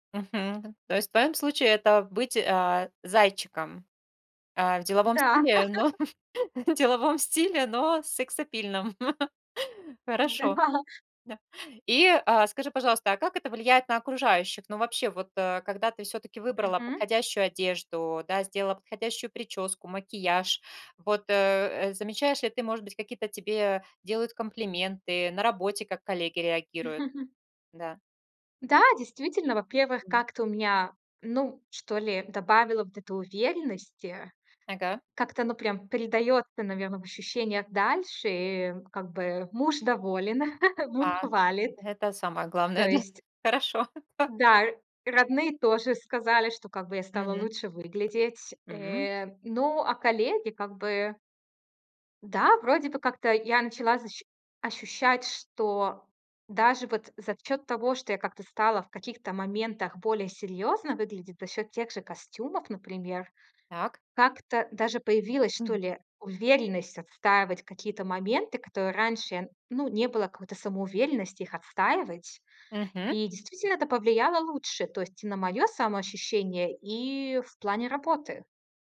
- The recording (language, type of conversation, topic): Russian, podcast, Как меняется самооценка при смене имиджа?
- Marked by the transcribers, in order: laugh; laughing while speaking: "в деловом стиле, но сексапильном"; laugh; tapping; laugh; laughing while speaking: "Да"; other background noise; laugh; chuckle; laughing while speaking: "Да"; laughing while speaking: "Так"